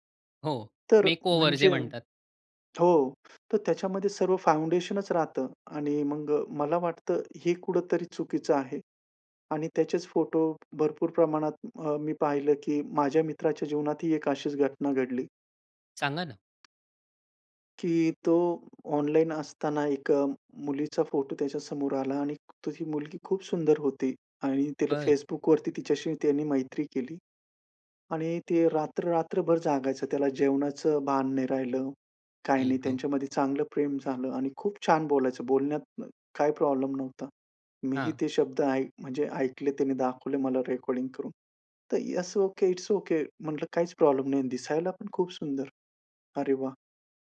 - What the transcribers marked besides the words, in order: in English: "मेकओवर"; tapping; sad: "आई ग!"; in English: "यस ओके, इट्स ओके!"
- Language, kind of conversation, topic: Marathi, podcast, ऑनलाइन आणि वास्तव आयुष्यातली ओळख वेगळी वाटते का?